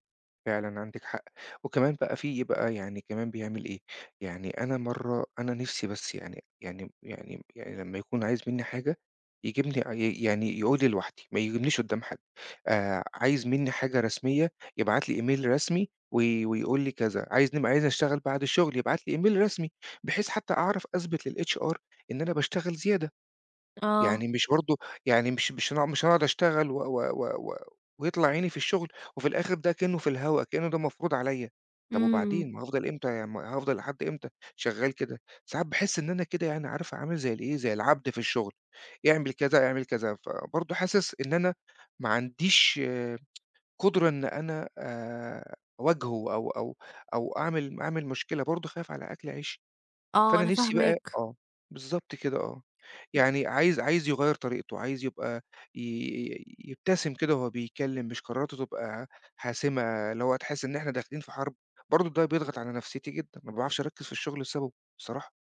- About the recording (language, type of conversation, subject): Arabic, advice, إزاي أتعامل مع مدير متحكم ومحتاج يحسّن طريقة التواصل معايا؟
- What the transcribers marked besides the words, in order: in English: "email"; in English: "email"; in English: "للHR"; tsk; other noise